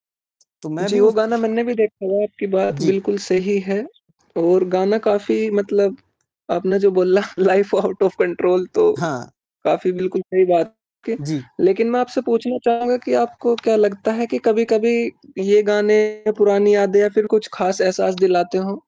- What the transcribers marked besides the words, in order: distorted speech; mechanical hum; laughing while speaking: "लाइफ़ आउट ऑफ कंट्रोल"; in English: "लाइफ़ आउट ऑफ कंट्रोल"; tapping
- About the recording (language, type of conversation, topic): Hindi, unstructured, आपको कौन सा गाना सबसे ज़्यादा खुश करता है?